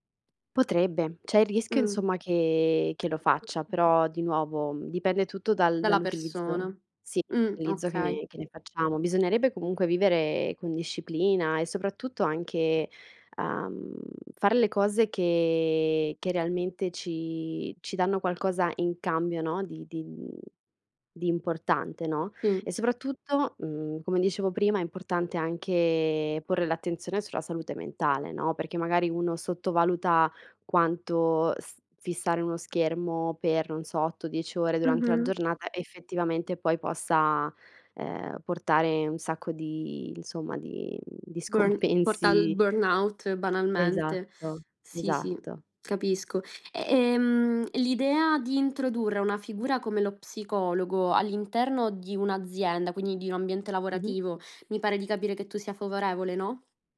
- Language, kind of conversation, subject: Italian, podcast, Quali strategie usi per mantenere l’equilibrio tra lavoro e vita privata?
- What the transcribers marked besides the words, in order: drawn out: "che"; background speech; other background noise; drawn out: "che"; drawn out: "anche"; unintelligible speech; laughing while speaking: "scompensi"; in English: "burnout"